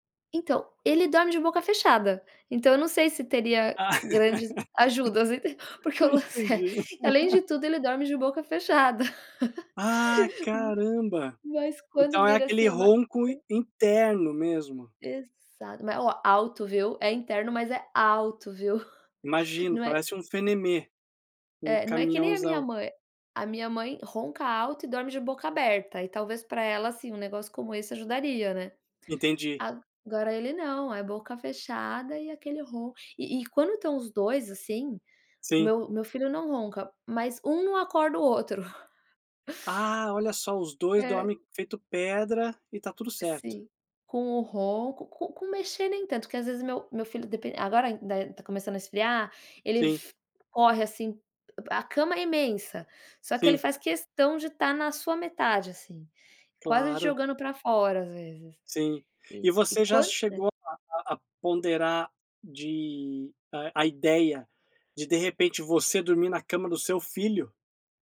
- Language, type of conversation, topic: Portuguese, advice, Como posso dormir melhor quando meu parceiro ronca ou se mexe durante a noite?
- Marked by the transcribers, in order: laugh; laughing while speaking: "Entendi"; laugh; chuckle; tapping; chuckle